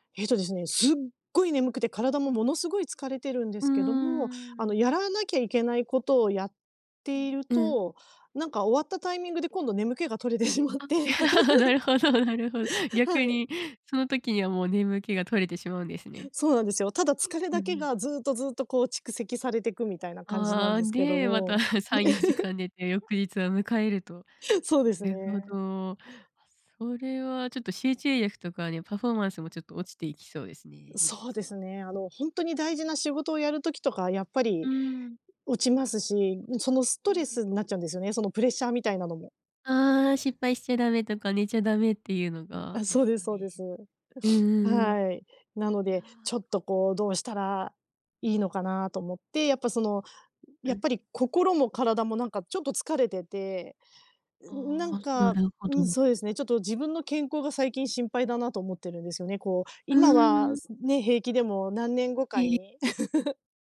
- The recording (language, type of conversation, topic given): Japanese, advice, 休日に寝だめしても疲れが取れないのはなぜですか？
- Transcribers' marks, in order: stressed: "すっごい"; laugh; laughing while speaking: "なるほど なるほど"; laughing while speaking: "取れてしまって"; laugh; laugh; other noise; tapping; sniff; laugh